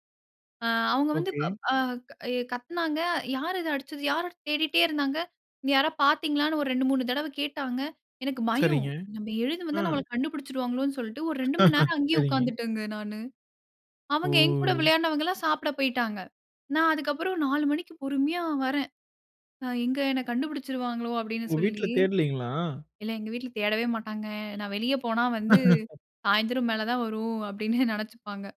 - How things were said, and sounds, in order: laugh; other background noise; laugh; laughing while speaking: "அப்டின்னே"
- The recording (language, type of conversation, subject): Tamil, podcast, குழந்தைப் பருவத்தில் உங்களுக்கு மிகவும் பிடித்த பொழுதுபோக்கு எது?